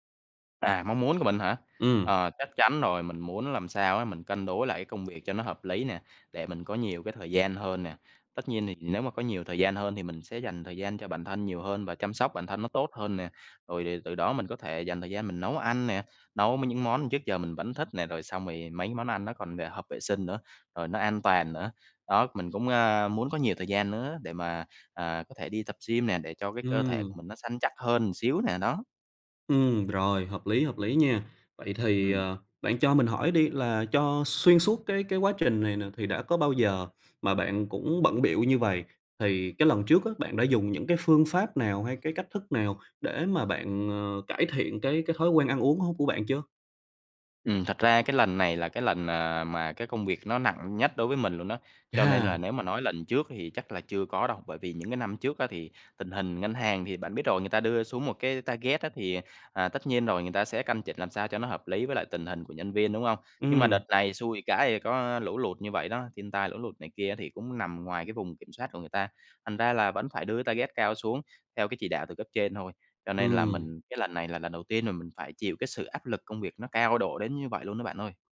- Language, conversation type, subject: Vietnamese, advice, Làm sao để ăn uống lành mạnh khi bạn quá bận rộn và không có nhiều thời gian nấu ăn?
- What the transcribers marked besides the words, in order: tapping; sniff; in English: "target"; in English: "target"